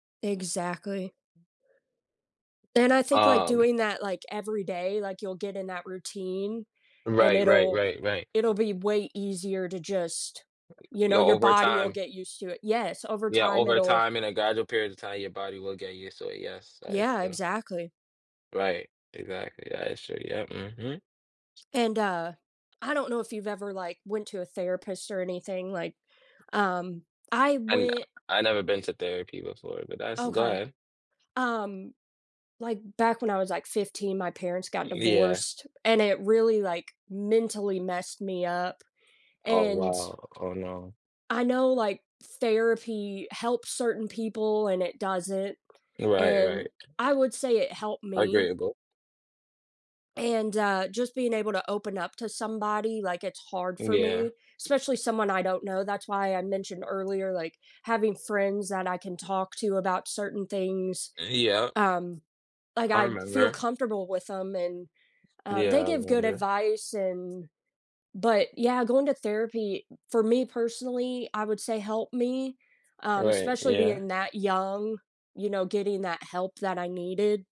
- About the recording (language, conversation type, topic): English, unstructured, How can we find a healthy balance between caring for our minds and our bodies?
- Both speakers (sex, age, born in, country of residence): female, 25-29, United States, United States; male, 18-19, United States, United States
- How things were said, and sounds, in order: other background noise; tapping